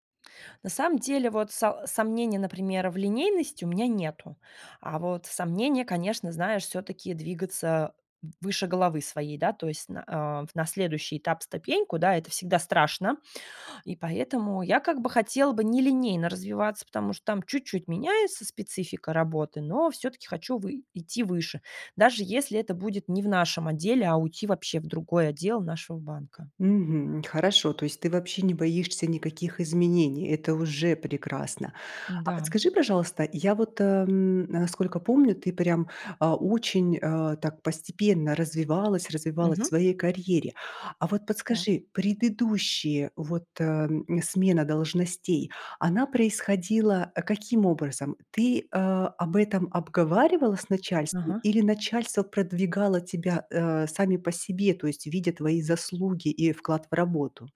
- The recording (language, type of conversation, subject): Russian, advice, Как попросить у начальника повышения?
- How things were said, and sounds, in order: none